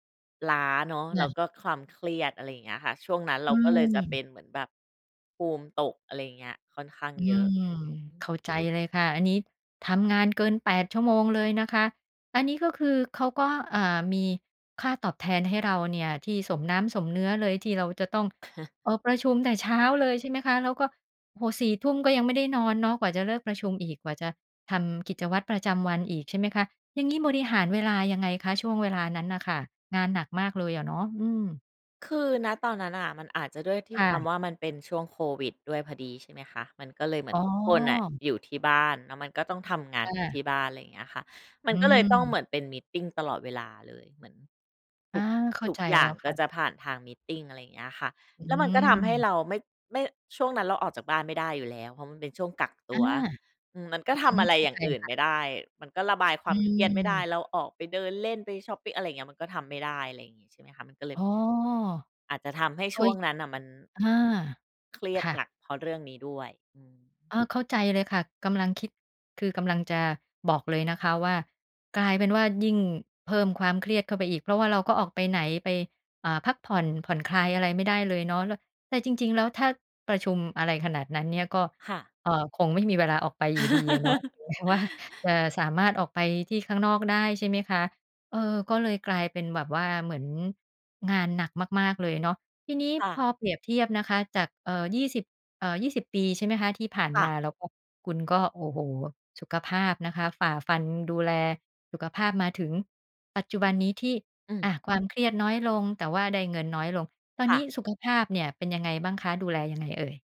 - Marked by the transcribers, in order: chuckle; other background noise; laugh
- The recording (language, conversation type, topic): Thai, podcast, งานที่ทำแล้วไม่เครียดแต่ได้เงินน้อยนับเป็นความสำเร็จไหม?